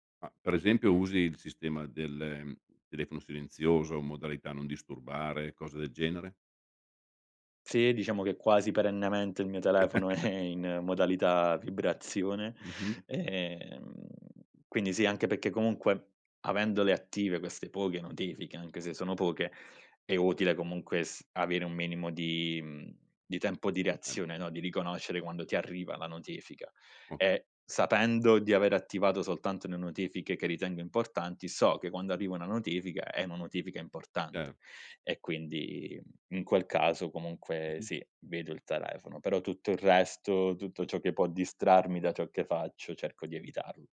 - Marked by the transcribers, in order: chuckle; laughing while speaking: "è"
- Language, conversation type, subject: Italian, podcast, Quali abitudini aiutano a restare concentrati quando si usano molti dispositivi?